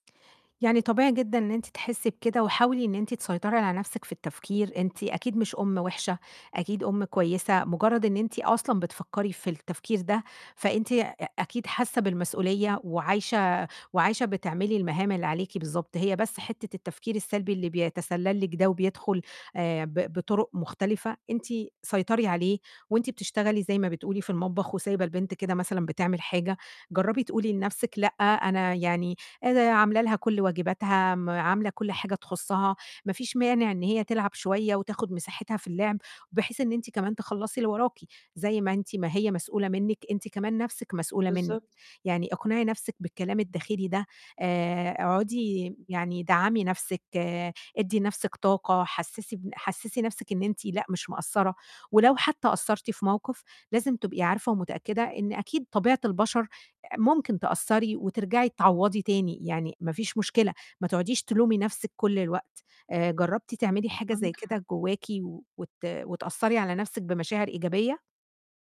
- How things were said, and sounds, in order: none
- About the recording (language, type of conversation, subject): Arabic, advice, إزاي أقدر أتعامل مع التفكير السلبي المستمر وانتقاد الذات اللي بيقلّلوا تحفيزي؟